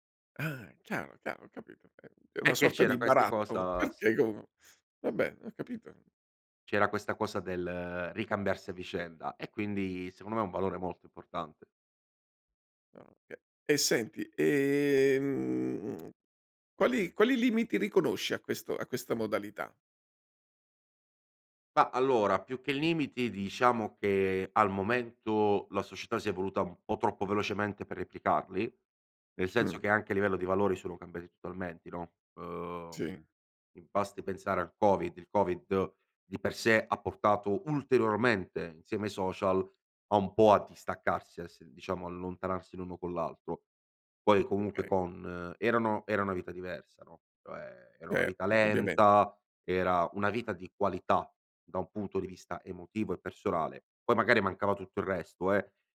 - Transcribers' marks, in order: unintelligible speech; "totalmente" said as "totalmenti"
- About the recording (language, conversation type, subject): Italian, podcast, Quali valori dovrebbero unire un quartiere?